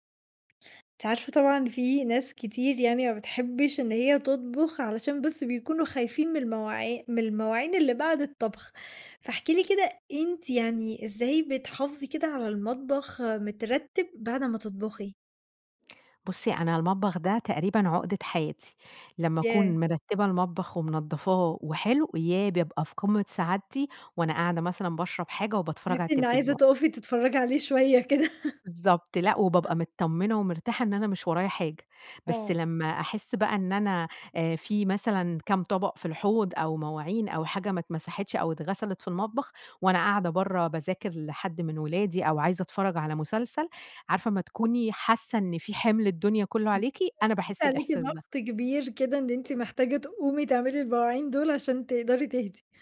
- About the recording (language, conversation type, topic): Arabic, podcast, ازاي تحافظي على ترتيب المطبخ بعد ما تخلصي طبخ؟
- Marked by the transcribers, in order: tapping; laugh; unintelligible speech